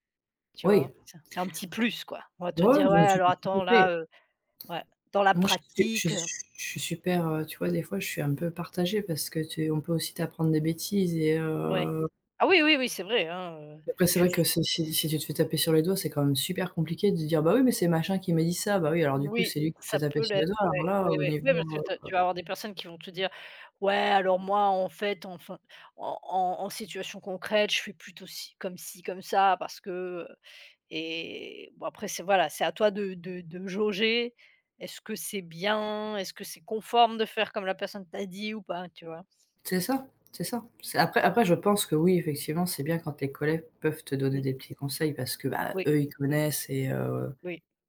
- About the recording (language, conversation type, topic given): French, unstructured, Les échanges informels au bureau sont-ils plus importants que les formations structurées pour développer les compétences ?
- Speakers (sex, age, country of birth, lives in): female, 35-39, France, France; female, 45-49, France, France
- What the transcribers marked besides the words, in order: tapping; drawn out: "heu"; stressed: "bien"